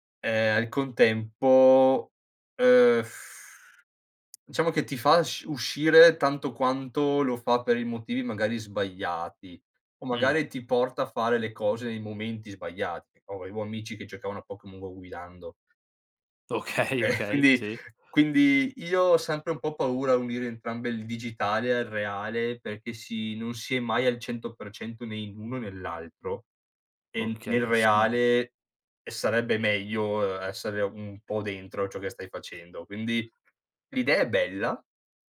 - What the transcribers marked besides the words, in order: lip trill; lip smack; "Avevo" said as "Ovevo"; tapping; laughing while speaking: "Okay"; laughing while speaking: "Ehm, quindi"; unintelligible speech
- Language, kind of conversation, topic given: Italian, podcast, Quale hobby ti ha regalato amici o ricordi speciali?